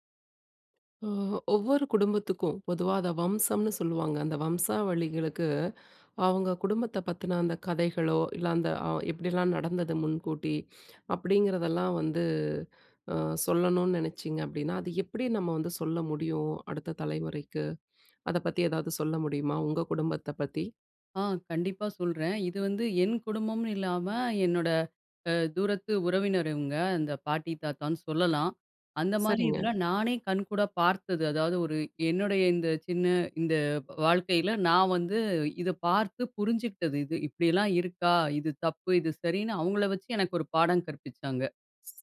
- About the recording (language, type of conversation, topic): Tamil, podcast, உங்கள் முன்னோர்களிடமிருந்து தலைமுறைதோறும் சொல்லிக்கொண்டிருக்கப்படும் முக்கியமான கதை அல்லது வாழ்க்கைப் பாடம் எது?
- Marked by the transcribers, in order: none